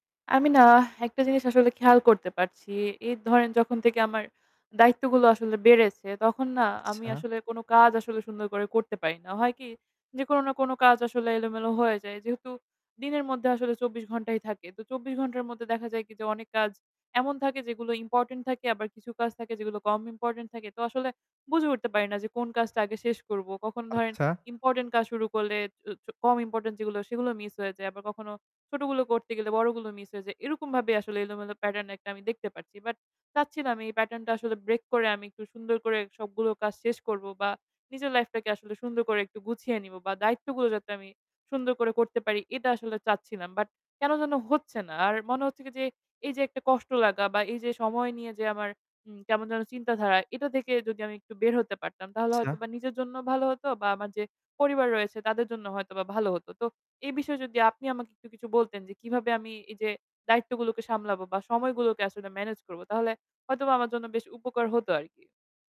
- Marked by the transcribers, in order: exhale
- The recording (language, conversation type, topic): Bengali, advice, আমি অল্প সময়ে একসঙ্গে অনেক কাজ কীভাবে সামলে নেব?